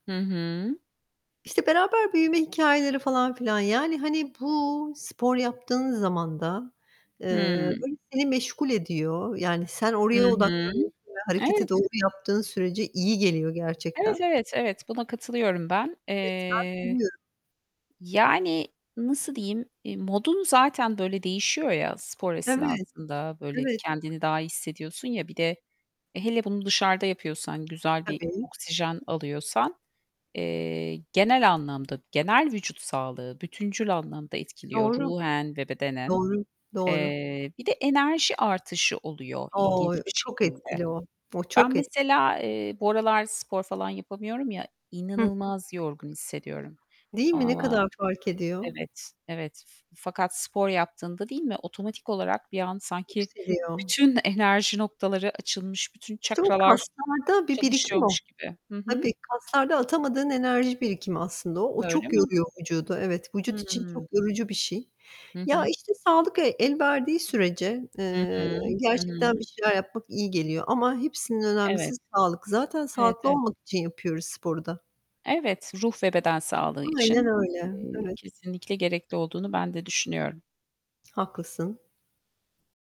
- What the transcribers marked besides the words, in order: other background noise; distorted speech; mechanical hum; unintelligible speech; tapping; static; unintelligible speech
- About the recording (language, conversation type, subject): Turkish, unstructured, Sağlık sorunları nedeniyle sevdiğiniz sporu yapamamak size nasıl hissettiriyor?